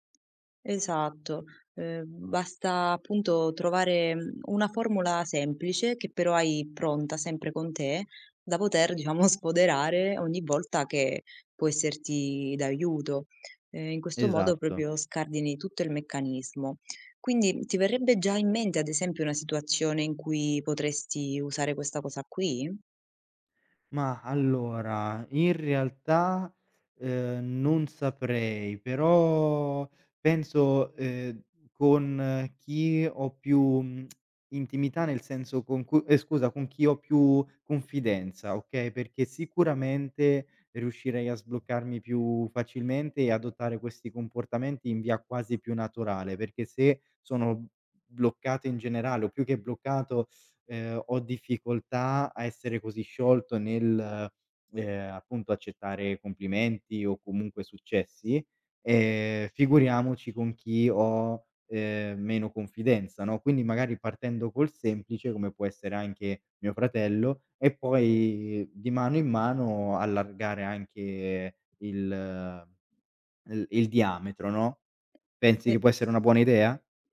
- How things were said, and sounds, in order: "proprio" said as "propio"; tsk; tapping
- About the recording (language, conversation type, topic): Italian, advice, Perché faccio fatica ad accettare i complimenti e tendo a minimizzare i miei successi?